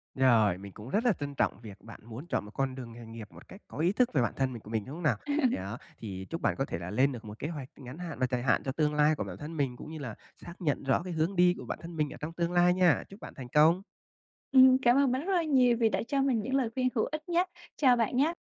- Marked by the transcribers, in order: tapping; laugh
- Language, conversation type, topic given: Vietnamese, advice, Làm sao để xác định mục tiêu nghề nghiệp phù hợp với mình?